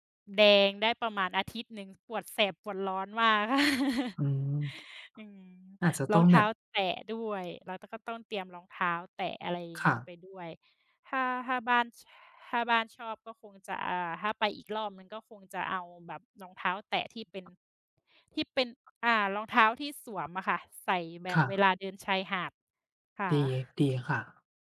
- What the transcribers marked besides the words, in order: tapping; chuckle; other background noise
- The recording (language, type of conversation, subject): Thai, unstructured, คุณชอบไปเที่ยวทะเลหรือภูเขามากกว่ากัน?